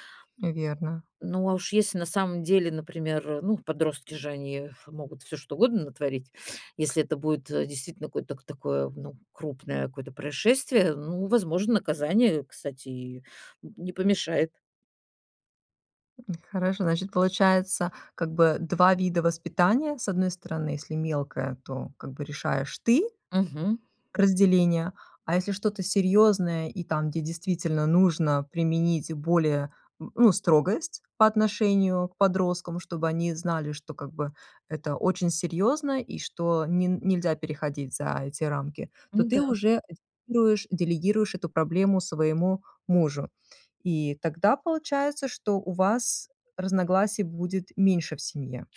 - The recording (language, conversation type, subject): Russian, advice, Как нам с партнёром договориться о воспитании детей, если у нас разные взгляды?
- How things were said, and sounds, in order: tapping